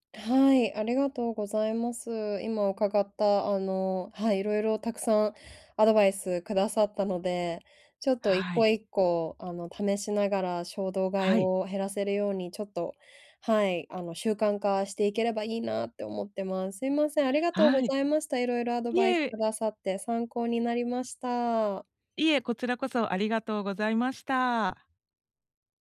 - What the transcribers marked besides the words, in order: none
- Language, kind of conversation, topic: Japanese, advice, 衝動買いを抑えるために、日常でできる工夫は何ですか？